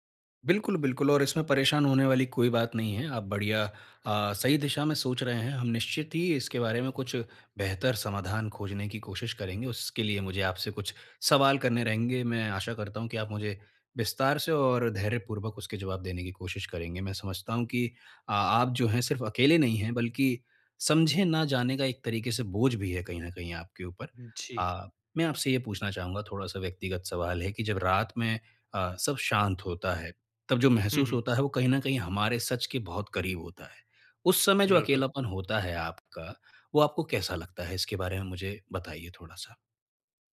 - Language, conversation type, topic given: Hindi, advice, मैं समर्थन कैसे खोजूँ और अकेलेपन को कैसे कम करूँ?
- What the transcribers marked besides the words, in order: none